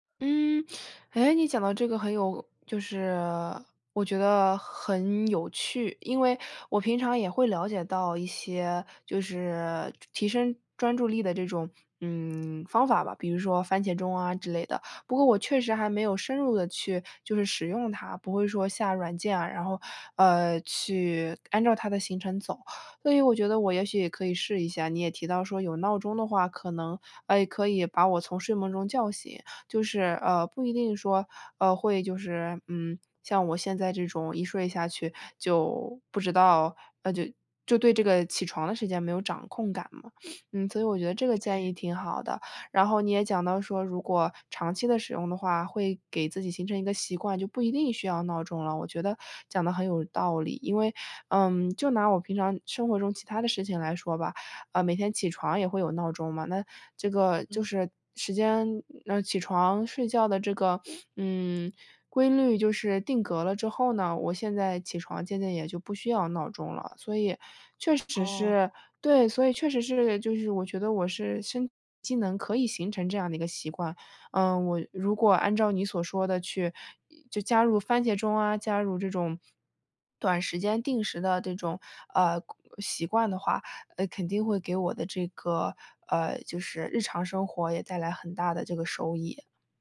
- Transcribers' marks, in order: other background noise; swallow
- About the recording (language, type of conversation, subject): Chinese, advice, 如何通过短暂休息来提高工作效率？